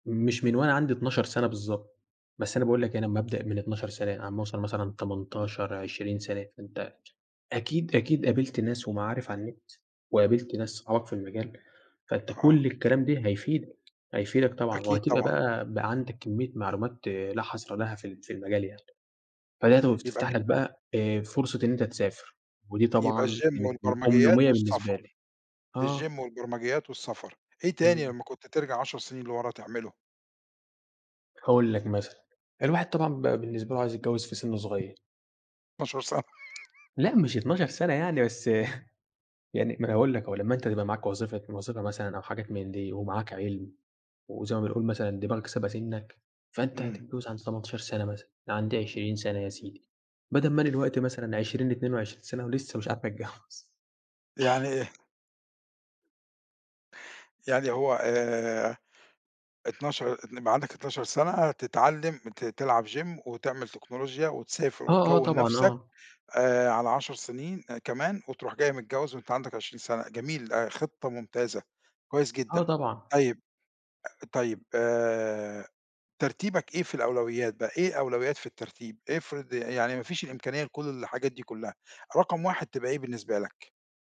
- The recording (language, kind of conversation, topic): Arabic, podcast, إيه أهم نصيحة ممكن تقولها لنفسك وإنت أصغر؟
- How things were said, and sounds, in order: tapping; in English: "الgym"; "أمنية" said as "أمنمية"; in English: "الgym"; laughing while speaking: "س"; laugh; laughing while speaking: "اتجوّز"; in English: "gym"